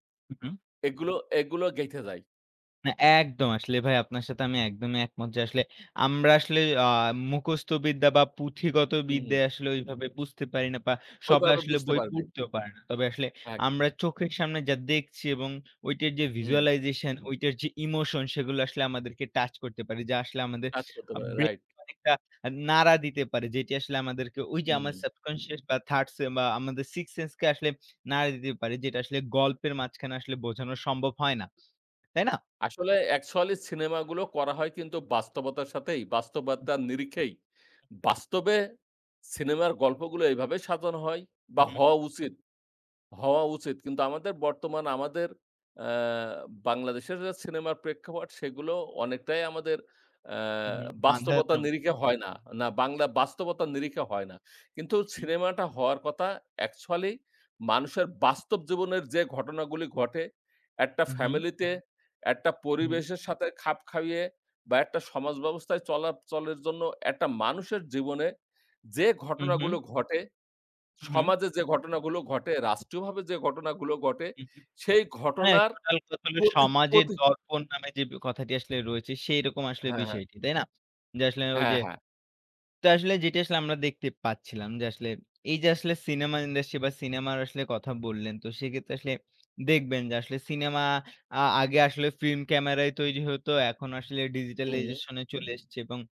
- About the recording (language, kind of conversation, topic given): Bengali, unstructured, ছবির মাধ্যমে গল্প বলা কেন গুরুত্বপূর্ণ?
- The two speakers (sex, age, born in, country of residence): male, 18-19, Bangladesh, Bangladesh; male, 25-29, Bangladesh, Bangladesh
- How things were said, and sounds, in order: tapping; "ভাবে" said as "বাবে"; in English: "visualization"; in English: "subconscious"; unintelligible speech; "কথা" said as "কতা"; "খাইয়ে" said as "খাউয়ে"; "ঘটে" said as "গটে"; in English: "digitalization"